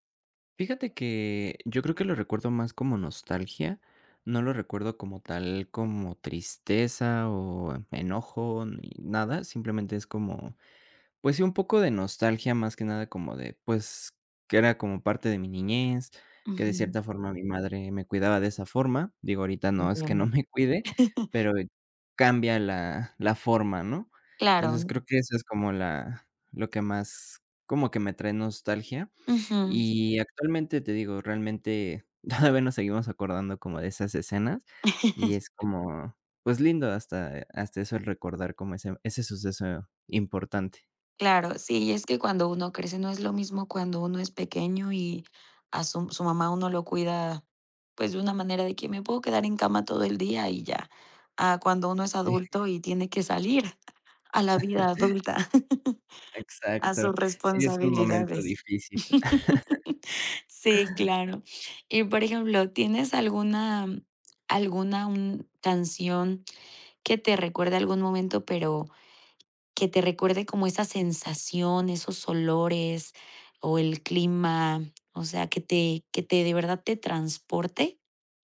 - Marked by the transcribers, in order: laugh; laughing while speaking: "no me cuide"; laughing while speaking: "todavía"; laugh; other background noise; unintelligible speech; laugh; other noise; laugh
- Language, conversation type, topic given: Spanish, podcast, ¿Qué canción te transporta a un recuerdo específico?